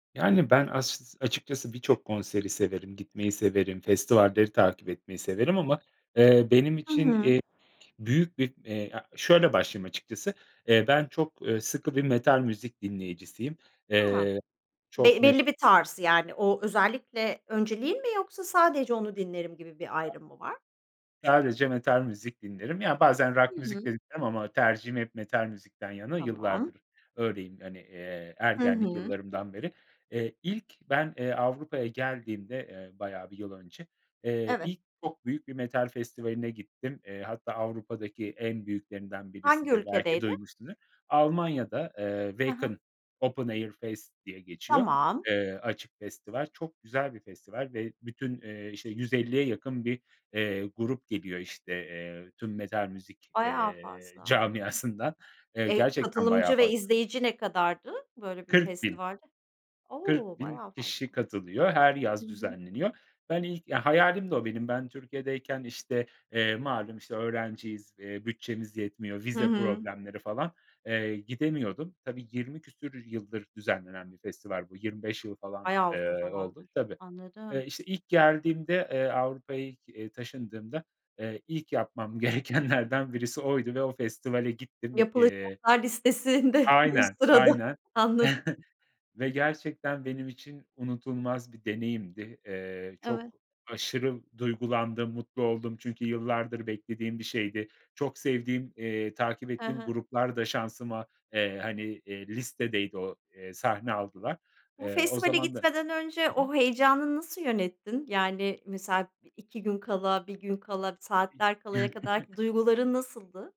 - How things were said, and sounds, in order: other background noise; laughing while speaking: "camiasından"; laughing while speaking: "gerekenlerden"; laughing while speaking: "listesinde üst sırada"; chuckle; chuckle
- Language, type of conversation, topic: Turkish, podcast, Bir konser deneyimi seni nasıl değiştirir veya etkiler?